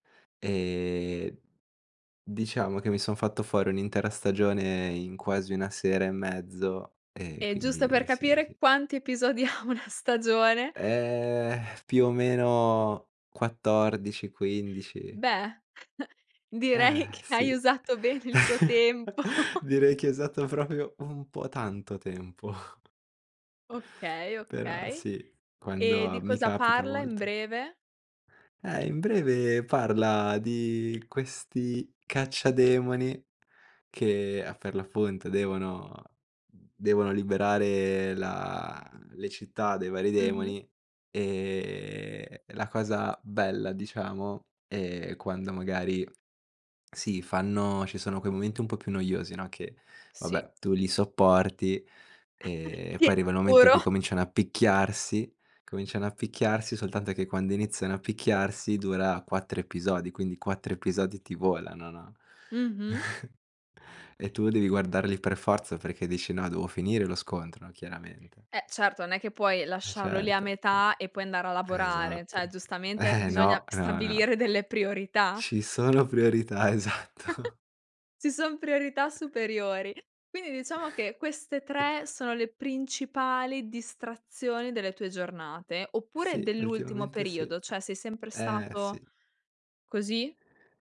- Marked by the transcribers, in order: other background noise; laughing while speaking: "ha una"; drawn out: "Eh"; chuckle; laughing while speaking: "hai usato"; chuckle; laughing while speaking: "tempo"; chuckle; chuckle; drawn out: "e"; chuckle; chuckle; laughing while speaking: "Eh"; laughing while speaking: "esatto"; chuckle; chuckle
- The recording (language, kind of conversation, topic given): Italian, podcast, Come gestisci le distrazioni quando sei concentrato su un progetto?